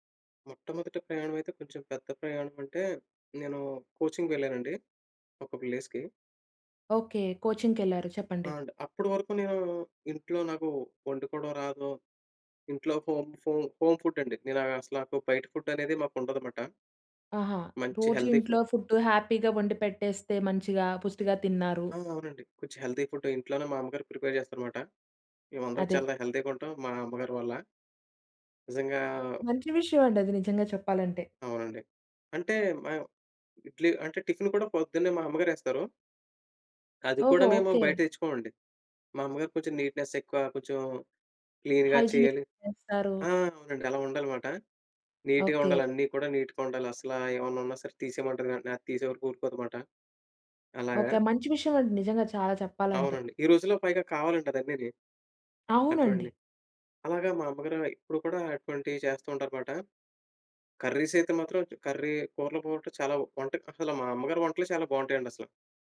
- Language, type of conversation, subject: Telugu, podcast, మీ మొట్టమొదటి పెద్ద ప్రయాణం మీ జీవితాన్ని ఎలా మార్చింది?
- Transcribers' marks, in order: in English: "కోచింగ్‌కి"; in English: "ప్లేస్‌కి"; in English: "కోచింగ్"; in English: "హోమ్ హోమ్ హోమ్ ఫుడ్"; in English: "ఫుడ్"; in English: "హెల్తీ ఫుడ్"; in English: "ఫుడ్ హ్యాపీగా"; in English: "హెల్తీ ఫుడ్"; in English: "ప్రిపేర్"; in English: "హెల్తీగా"; in English: "నీట్నెస్"; in English: "క్లీన్‌గా"; in English: "హైజినిక్"; in English: "నీట్‌గా"; in English: "నీట్‌గా"; in English: "కర్రీస్"; in English: "కర్రీ"